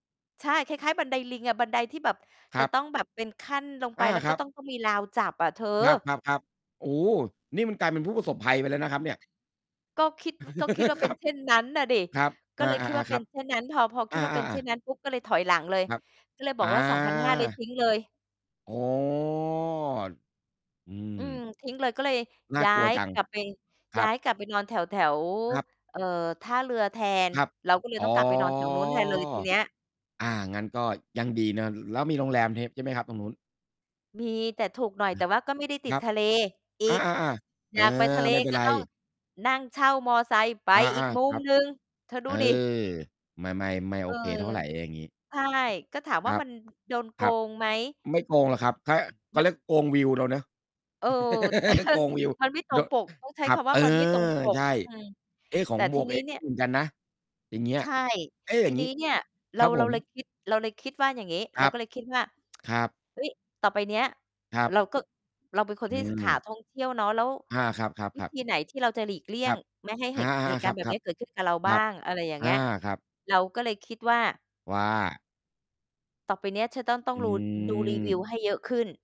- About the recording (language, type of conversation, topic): Thai, unstructured, คุณเคยโดนโกงราคาค่าอาหารหรือของที่ระลึกตอนท่องเที่ยวไหม?
- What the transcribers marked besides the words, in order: other background noise; chuckle; distorted speech; laughing while speaking: "ครับ"; mechanical hum; chuckle; tapping; chuckle; tsk